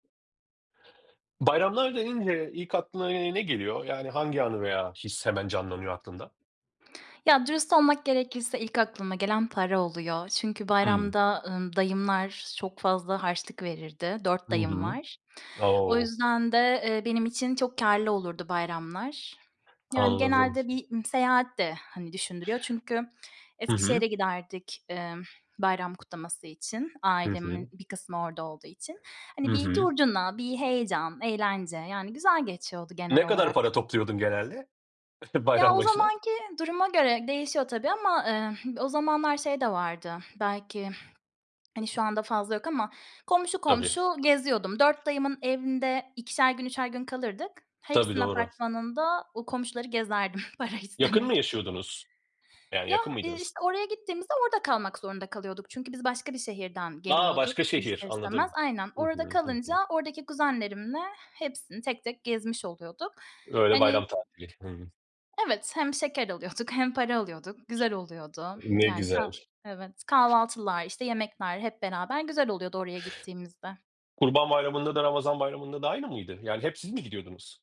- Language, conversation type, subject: Turkish, podcast, Bayramlar ve kutlamalar senin için ne ifade ediyor?
- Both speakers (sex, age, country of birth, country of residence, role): female, 30-34, Turkey, Spain, guest; male, 40-44, Turkey, Romania, host
- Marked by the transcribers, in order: other background noise; tapping; chuckle; chuckle; laughing while speaking: "para"; sniff; laughing while speaking: "alıyorduk"